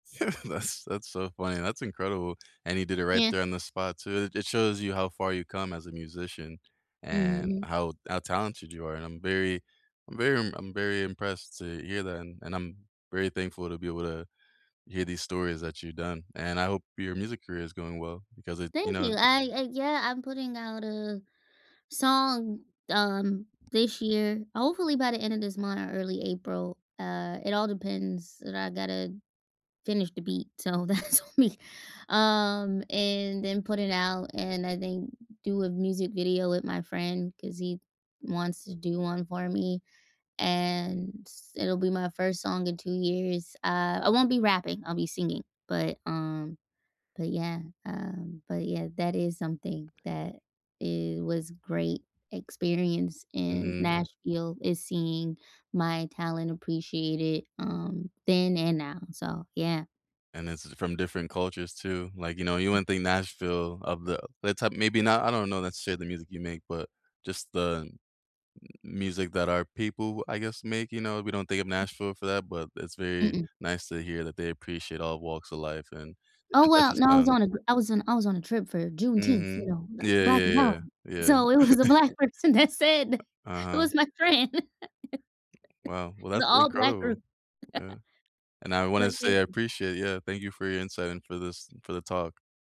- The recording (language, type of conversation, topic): English, unstructured, What is the most unexpected place you have ever visited?
- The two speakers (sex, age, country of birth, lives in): female, 30-34, United States, United States; male, 30-34, United States, United States
- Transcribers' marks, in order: laugh; laughing while speaking: "That's"; other background noise; laughing while speaking: "that's on"; tapping; cough; laughing while speaking: "it was a black person that said th it was my friend!"; laugh